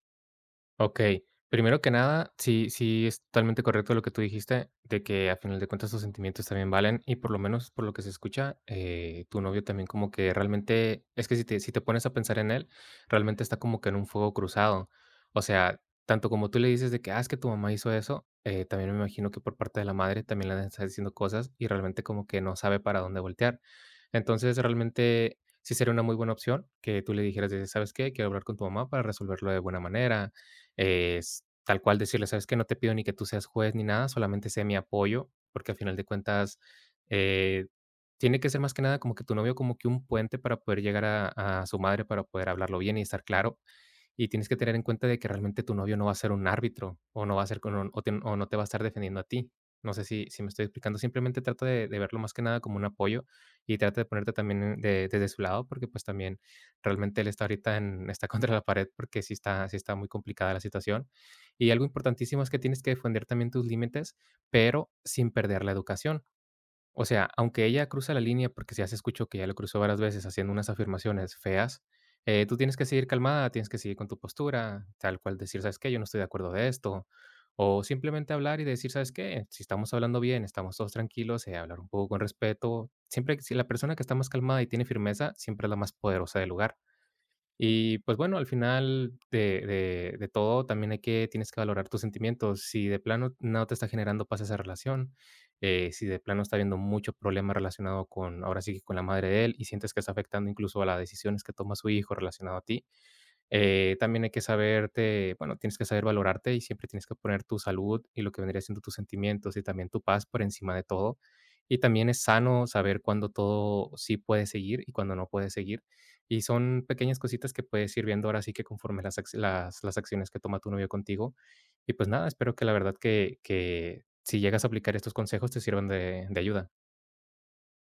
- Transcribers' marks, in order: tapping; laughing while speaking: "contra"
- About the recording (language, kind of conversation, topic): Spanish, advice, ¿Cómo puedo hablar con mi pareja sobre un malentendido?
- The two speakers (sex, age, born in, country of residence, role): female, 20-24, Mexico, Mexico, user; male, 25-29, Mexico, Mexico, advisor